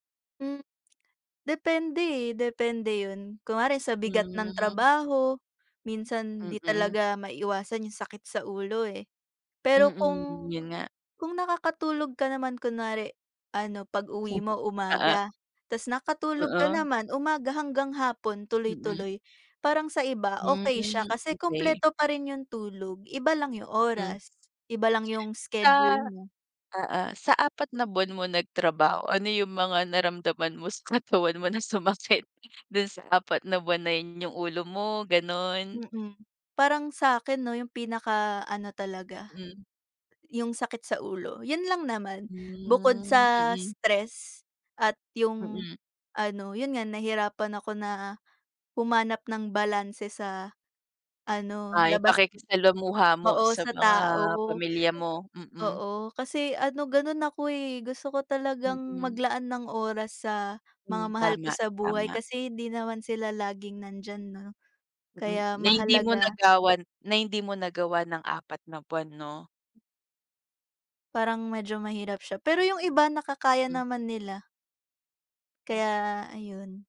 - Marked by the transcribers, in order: chuckle; tapping; laughing while speaking: "katawan mo na sumakit do'n"
- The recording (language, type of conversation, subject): Filipino, unstructured, Paano mo pinamamahalaan ang oras mo sa pagitan ng trabaho at pahinga?